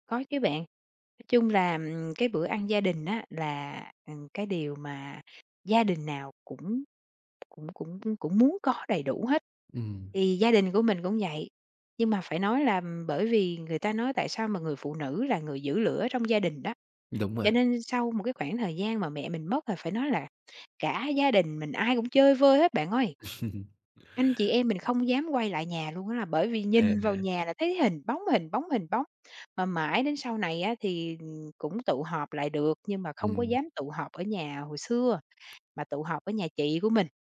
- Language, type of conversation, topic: Vietnamese, podcast, Bạn có thể kể về bữa cơm gia đình đáng nhớ nhất của bạn không?
- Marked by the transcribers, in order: tapping; chuckle